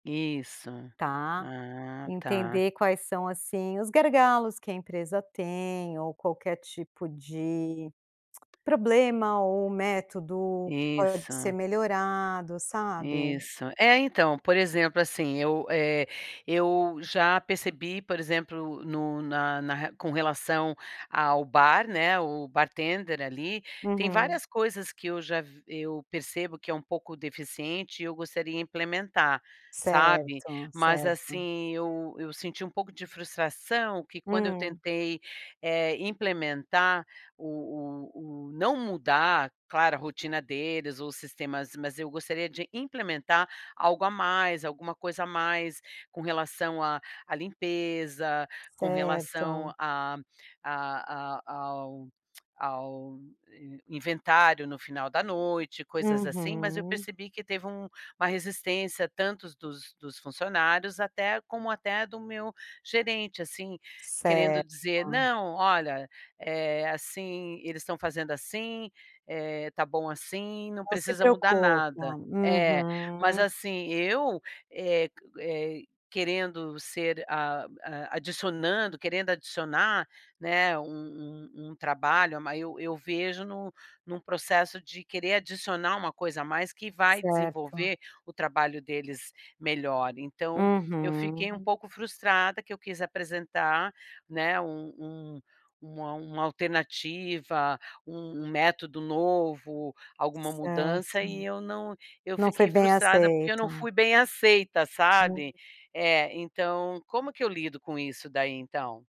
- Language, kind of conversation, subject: Portuguese, advice, Como posso lidar com a frustração quando o meu progresso é muito lento?
- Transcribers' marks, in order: tapping; tongue click; tongue click; other background noise; unintelligible speech